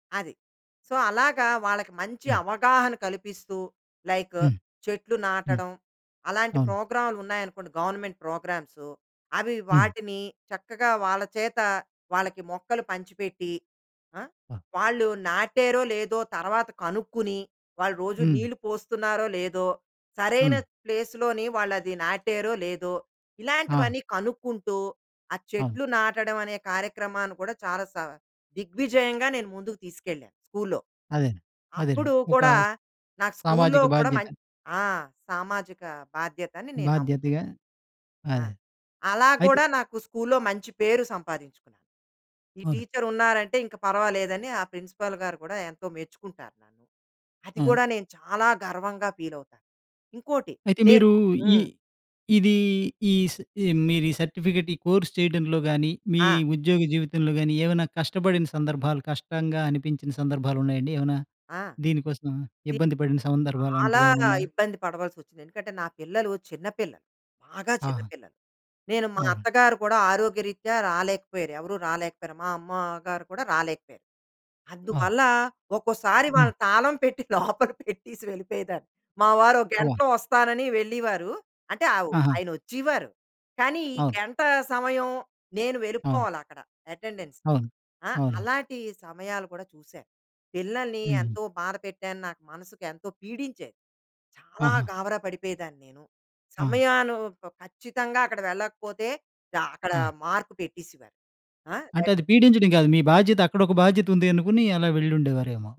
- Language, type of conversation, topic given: Telugu, podcast, మీరు గర్వపడే ఒక ఘట్టం గురించి వివరించగలరా?
- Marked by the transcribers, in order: in English: "సో"; in English: "లైక్"; in English: "గవర్నమెంట్"; in English: "ప్లేస్"; tapping; in English: "టీచర్"; stressed: "చాలా"; in English: "సర్టిఫికెట్"; in English: "కోర్స్"; stressed: "బాగా"; laughing while speaking: "లోపల పెట్టీసి వెళిపోయేదాన్ని"; other noise; in English: "ఎటెండెన్స్"; stressed: "చాలా"; in English: "మార్క్"